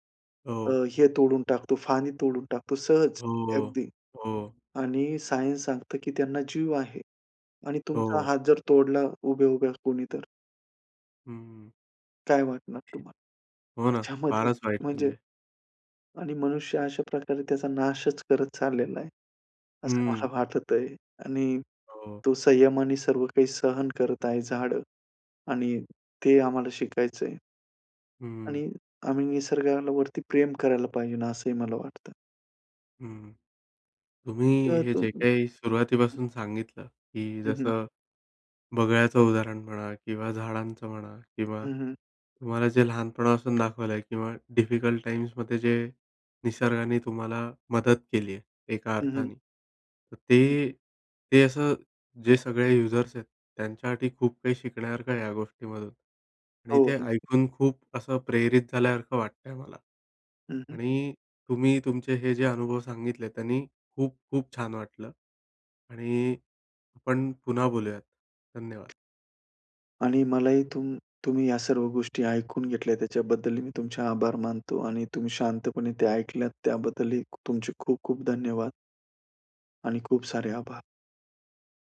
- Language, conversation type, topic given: Marathi, podcast, निसर्गाकडून तुम्हाला संयम कसा शिकायला मिळाला?
- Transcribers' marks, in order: other background noise; laughing while speaking: "त्याच्यामध्ये"; unintelligible speech; in English: "डिफिकल्ट"; in English: "युजर्स"